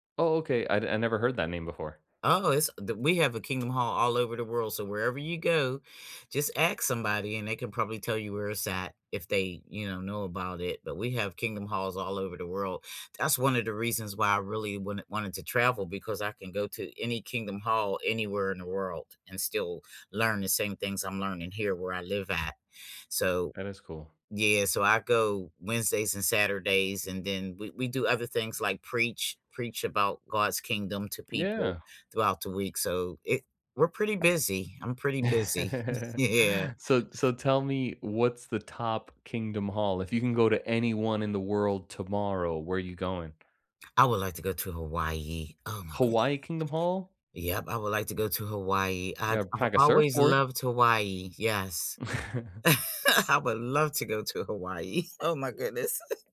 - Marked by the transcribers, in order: tapping; laugh; laughing while speaking: "Yeah"; chuckle; laugh; laughing while speaking: "Hawaii"; chuckle
- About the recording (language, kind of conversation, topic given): English, unstructured, What small daily habit are you most proud of maintaining, and why does it matter to you?
- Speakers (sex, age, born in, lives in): female, 65-69, United States, United States; male, 40-44, United States, United States